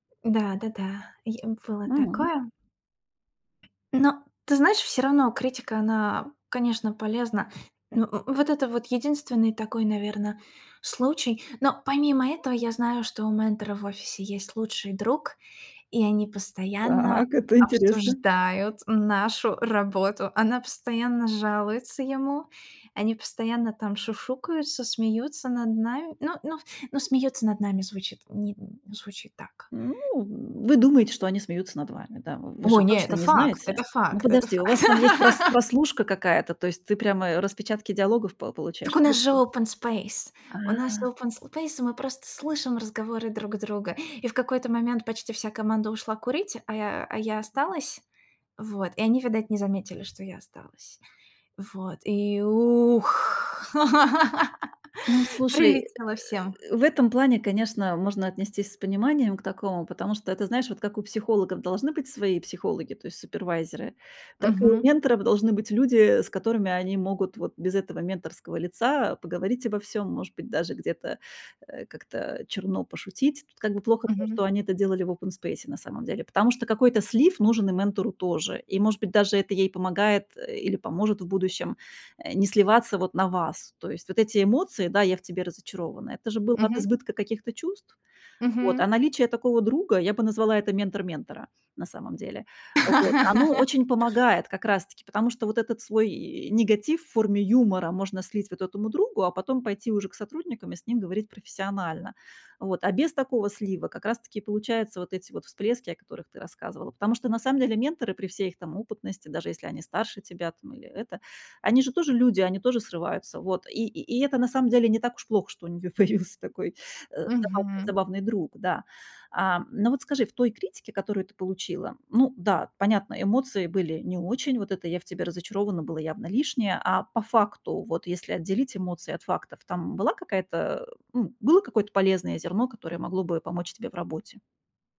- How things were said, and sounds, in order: tapping; laughing while speaking: "Так"; laugh; in English: "open space"; in English: "open space"; laugh; laugh; laughing while speaking: "появился"; chuckle
- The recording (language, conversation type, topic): Russian, advice, Как вы отреагировали, когда ваш наставник резко раскритиковал вашу работу?